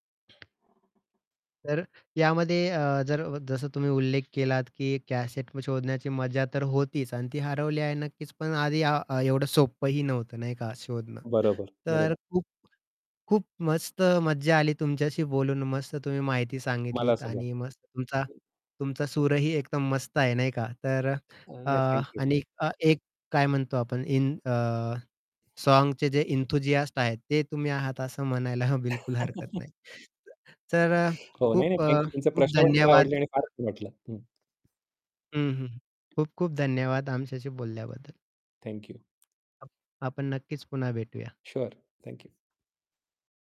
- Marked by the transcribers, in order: other background noise; static; tapping; in English: "एन्थूसियास्ट"; chuckle; other noise; distorted speech; in English: "शुअर"
- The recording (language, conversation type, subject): Marathi, podcast, तुम्हाला एखादं जुने गाणं शोधायचं असेल, तर तुम्ही काय कराल?